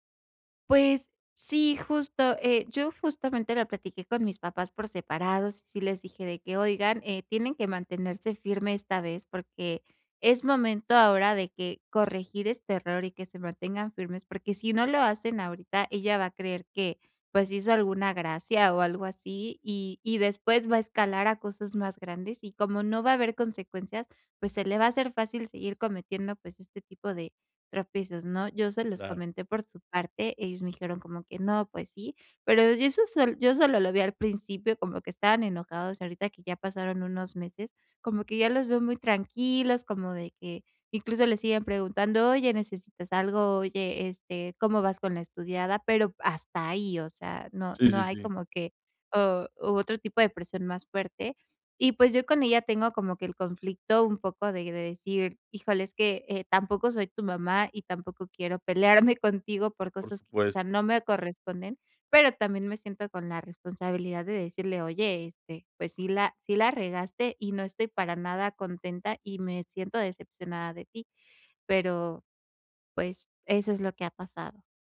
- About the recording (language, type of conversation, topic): Spanish, advice, ¿Cómo podemos hablar en familia sobre decisiones para el cuidado de alguien?
- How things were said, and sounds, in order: none